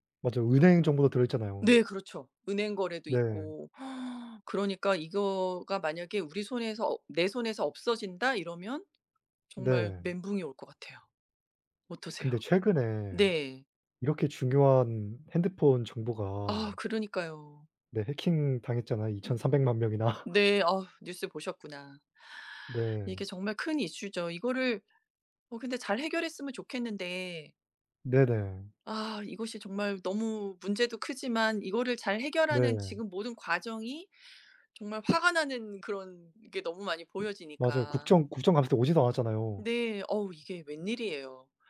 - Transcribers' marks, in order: gasp; laughing while speaking: "명이나"; other background noise; tapping
- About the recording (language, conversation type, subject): Korean, unstructured, 기술 발전으로 개인정보가 위험해질까요?